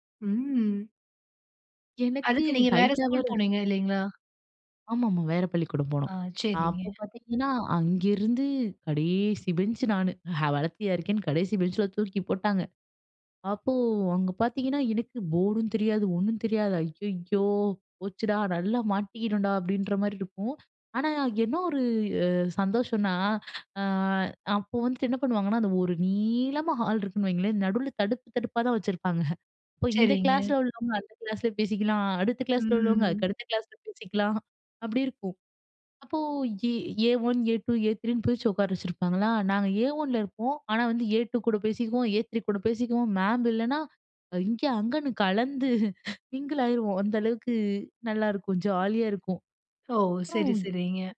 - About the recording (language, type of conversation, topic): Tamil, podcast, பள்ளிக் கால நினைவுகளில் இன்னும் பொன்னாக மனதில் நிற்கும் ஒரு தருணம் உங்களுக்குண்டா?
- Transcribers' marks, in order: drawn out: "ம்"; drawn out: "நீளமா"; chuckle; other background noise; in English: "ஏ ஏ1, ஏ2, ஏ3ன்னு"; in English: "ஏ1ல"; in English: "ஏ2"; in English: "ஏ3"; chuckle; in English: "மிங்கிள்"